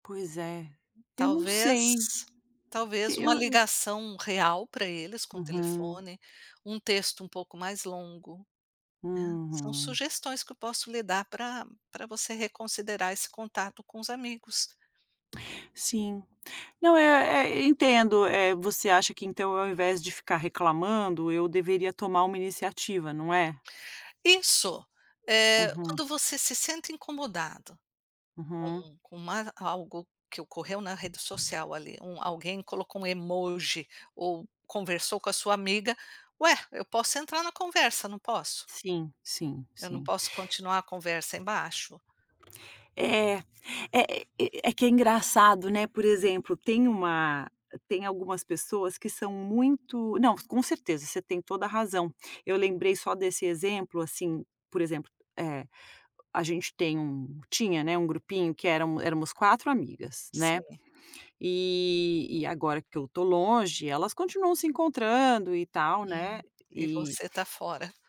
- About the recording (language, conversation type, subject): Portuguese, advice, Como você tem sentido a pressão para manter uma aparência perfeita nas redes sociais?
- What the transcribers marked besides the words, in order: none